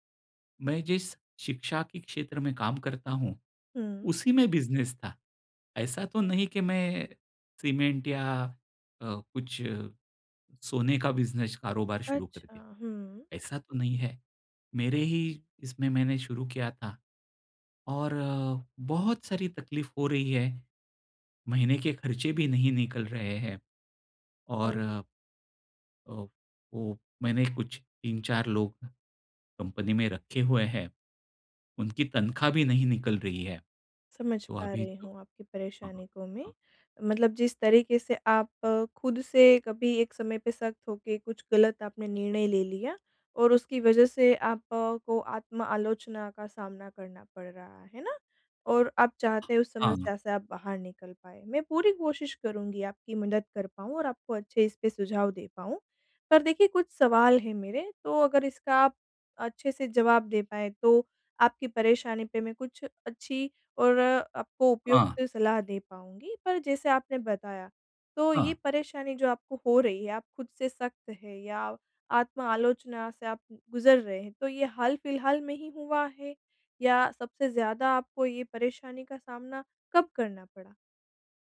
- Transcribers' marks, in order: tapping
- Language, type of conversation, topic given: Hindi, advice, आप आत्म-आलोचना छोड़कर खुद के प्रति सहानुभूति कैसे विकसित कर सकते हैं?